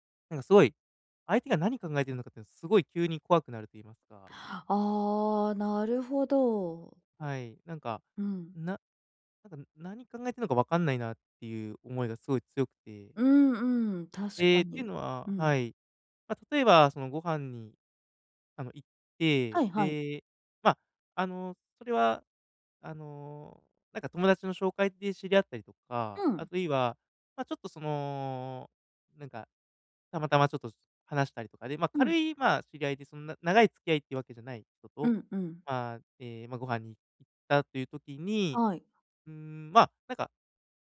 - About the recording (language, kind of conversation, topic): Japanese, advice, 相手の感情を正しく理解するにはどうすればよいですか？
- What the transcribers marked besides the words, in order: none